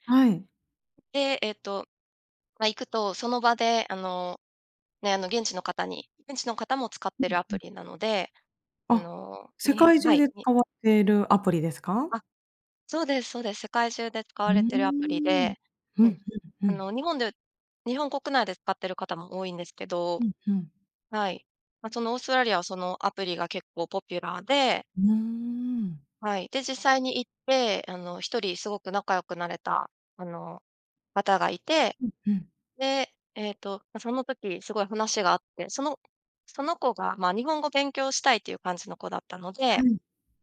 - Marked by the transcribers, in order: none
- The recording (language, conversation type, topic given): Japanese, podcast, 新しい街で友達を作るには、どうすればいいですか？